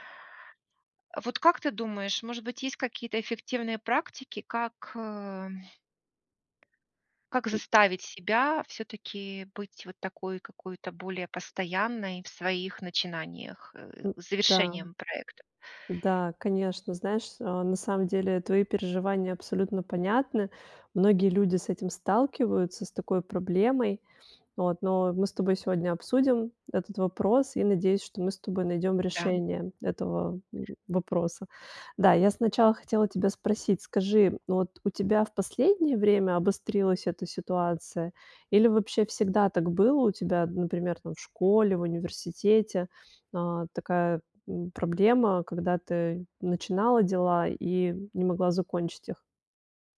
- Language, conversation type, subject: Russian, advice, Как вернуться к старым проектам и довести их до конца?
- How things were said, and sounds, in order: other background noise; tapping